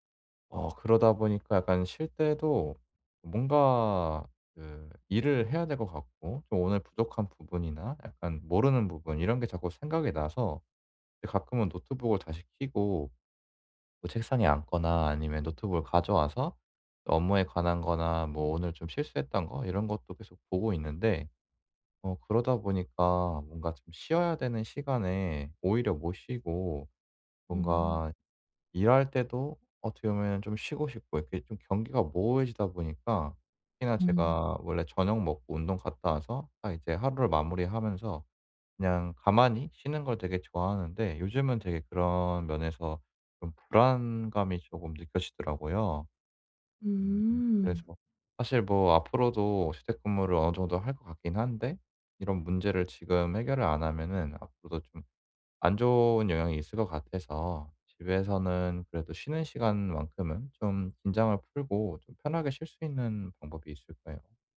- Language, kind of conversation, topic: Korean, advice, 집에서 긴장을 풀고 편하게 쉴 수 있는 방법은 무엇인가요?
- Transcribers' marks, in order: other background noise